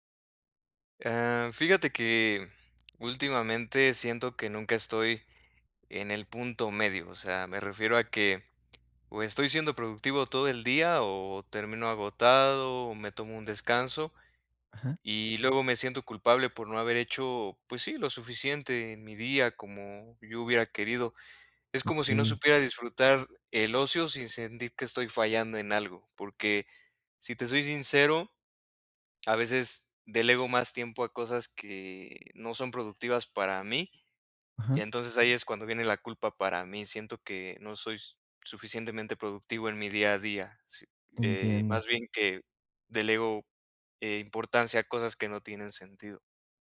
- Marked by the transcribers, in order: none
- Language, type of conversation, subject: Spanish, advice, ¿Cómo puedo equilibrar mi tiempo entre descansar y ser productivo los fines de semana?
- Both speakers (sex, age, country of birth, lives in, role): male, 20-24, Mexico, Mexico, advisor; male, 35-39, Mexico, Mexico, user